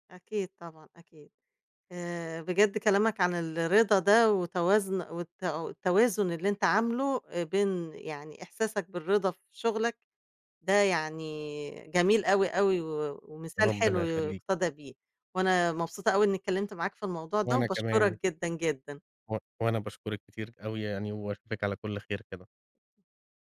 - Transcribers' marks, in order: none
- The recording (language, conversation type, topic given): Arabic, podcast, إيه اللي بيخليك تحس بالرضا في شغلك؟